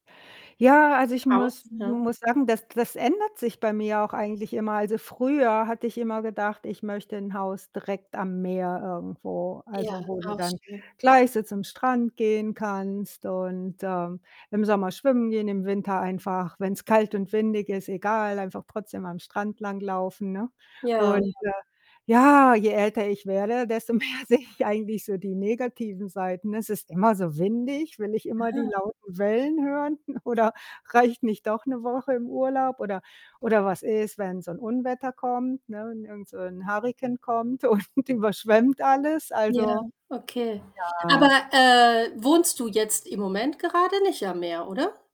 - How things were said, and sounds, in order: distorted speech; other background noise; laughing while speaking: "mehr sehe ich"; laughing while speaking: "hören? Oder"; laughing while speaking: "und"; drawn out: "ja"
- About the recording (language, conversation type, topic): German, unstructured, Wie stellst du dir dein Traumleben vor?